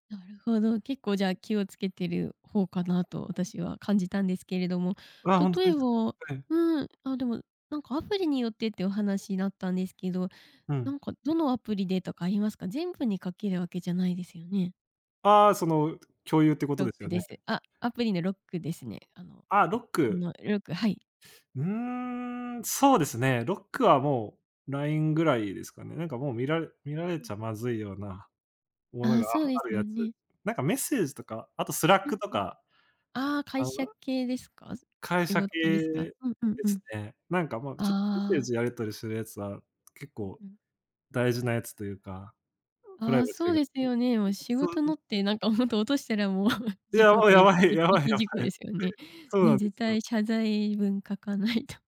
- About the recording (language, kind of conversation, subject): Japanese, podcast, スマホのプライバシーを守るために、普段どんな対策をしていますか？
- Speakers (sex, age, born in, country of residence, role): female, 25-29, Japan, Japan, host; male, 25-29, Japan, Japan, guest
- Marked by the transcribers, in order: other background noise; laughing while speaking: "もう"